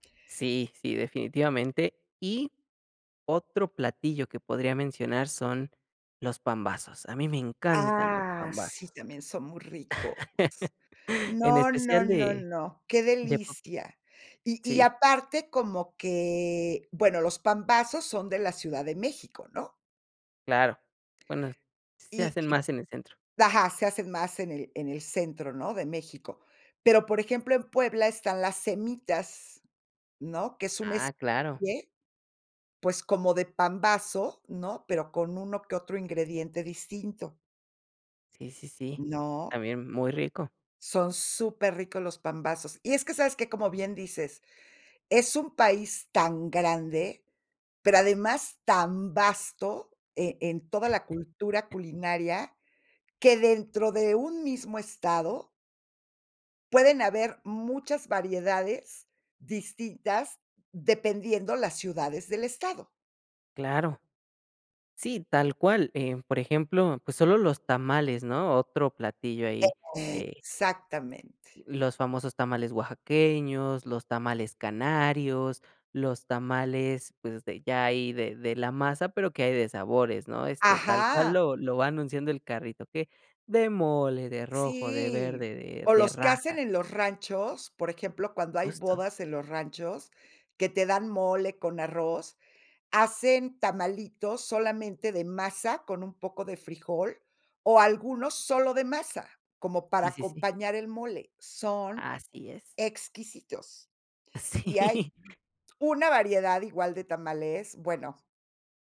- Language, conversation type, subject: Spanish, podcast, ¿Qué comida te conecta con tus raíces?
- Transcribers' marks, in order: other background noise; laugh; chuckle; laughing while speaking: "Sí"